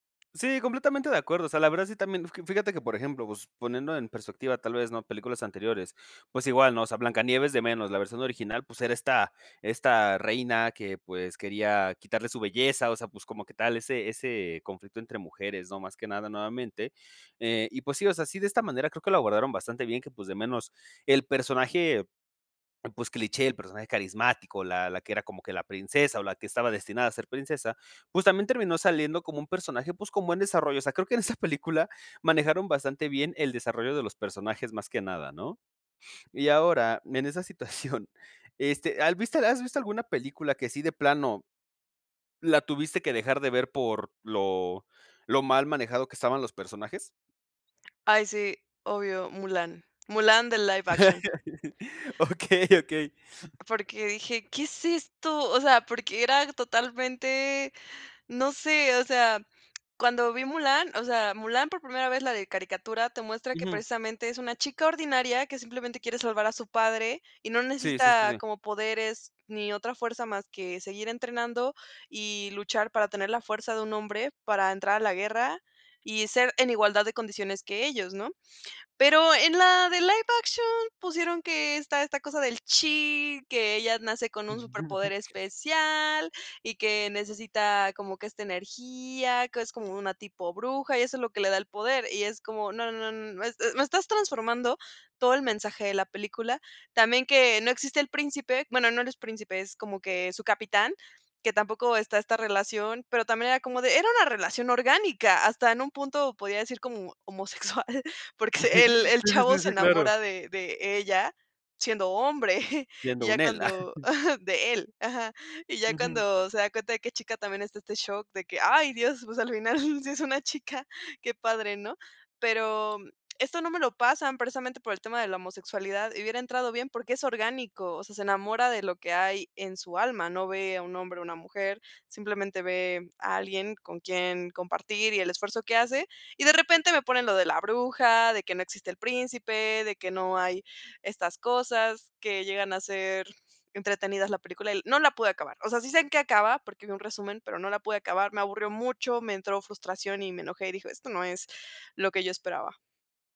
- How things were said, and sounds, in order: tapping; laughing while speaking: "esa"; sniff; laughing while speaking: "situación"; laugh; laughing while speaking: "Okey"; other background noise; other noise; laughing while speaking: "homosexual"; chuckle; chuckle; laughing while speaking: "final"
- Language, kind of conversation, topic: Spanish, podcast, ¿Qué opinas de la representación de género en las películas?